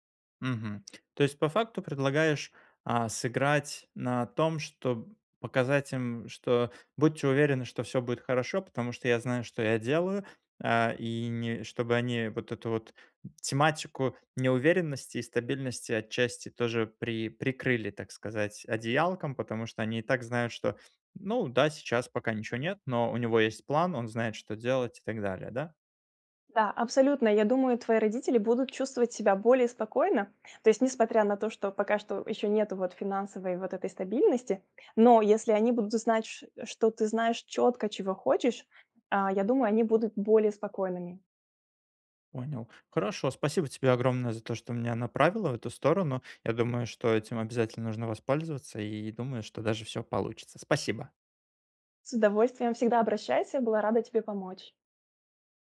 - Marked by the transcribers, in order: tapping
- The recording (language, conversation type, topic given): Russian, advice, Как перестать бояться разочаровать родителей и начать делать то, что хочу я?